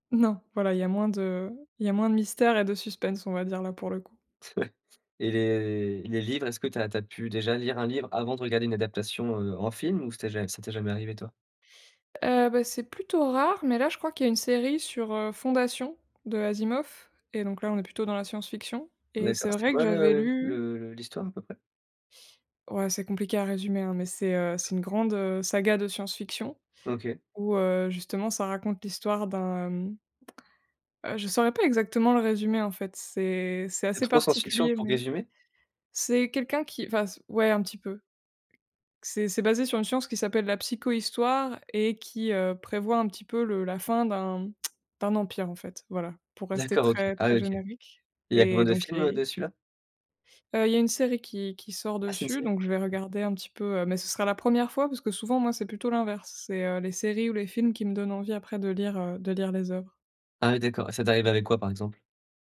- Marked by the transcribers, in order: laughing while speaking: "Ouais"; other background noise
- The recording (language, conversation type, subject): French, podcast, Comment choisis-tu ce que tu regardes sur une plateforme de streaming ?